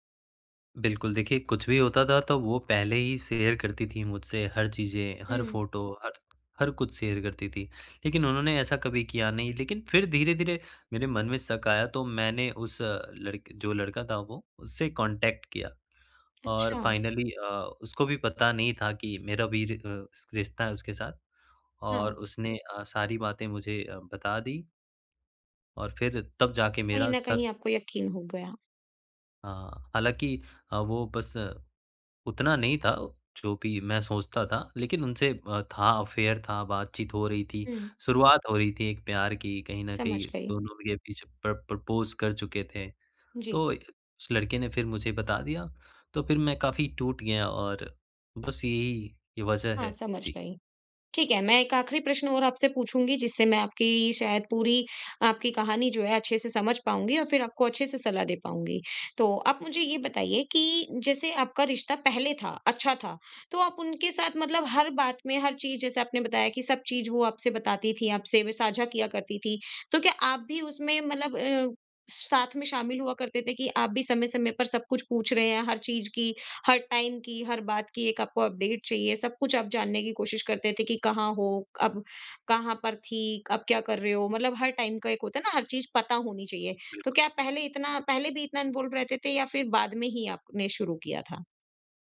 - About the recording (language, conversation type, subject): Hindi, advice, पिछले रिश्ते का दर्द वर्तमान रिश्ते में आना
- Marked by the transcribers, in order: in English: "शेयर"; in English: "शेयर"; in English: "कॉन्टैक्ट"; in English: "फाइनली"; in English: "अफेयर"; in English: "प्र प्रपोज़"; in English: "टाइम"; in English: "अपडेट"; in English: "टाइम"; in English: "इन्वॉल्व"